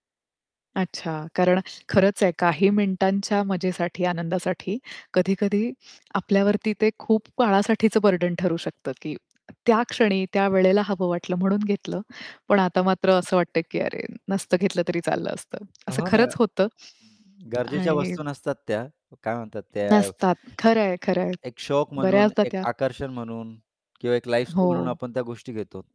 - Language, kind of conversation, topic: Marathi, podcast, कमी खरेदी करण्याची सवय तुम्ही कशी लावली?
- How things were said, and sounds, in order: other background noise; tapping; in English: "बर्डन"